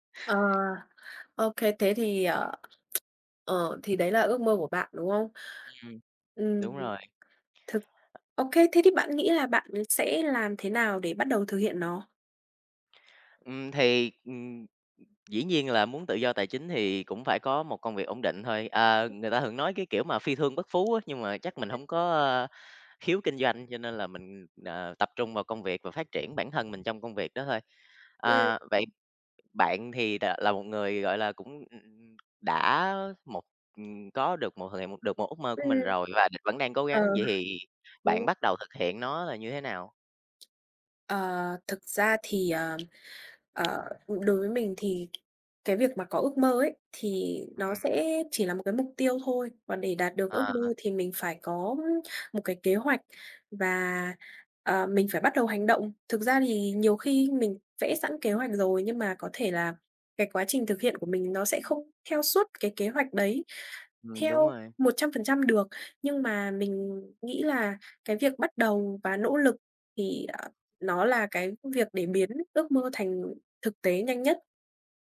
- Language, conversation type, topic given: Vietnamese, unstructured, Bạn làm thế nào để biến ước mơ thành những hành động cụ thể và thực tế?
- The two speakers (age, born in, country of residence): 20-24, Vietnam, Vietnam; 25-29, Vietnam, Vietnam
- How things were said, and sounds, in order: tapping; tsk; other background noise; other noise; unintelligible speech